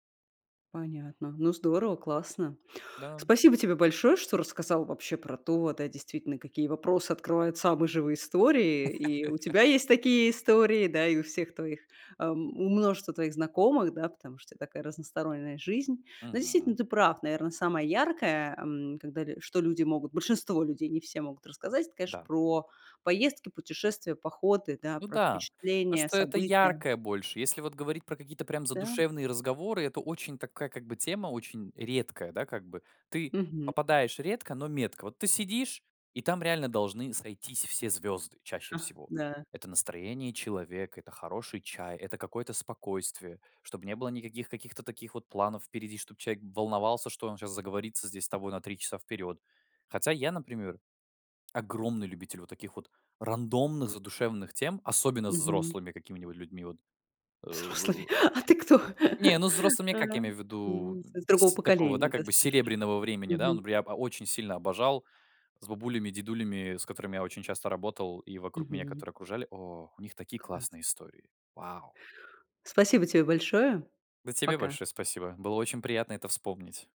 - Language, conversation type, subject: Russian, podcast, Какие вопросы помогают раскрыть самые живые истории?
- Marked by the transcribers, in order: laugh; tapping; other background noise; laughing while speaking: "Взрослый. А ты кто?"; laugh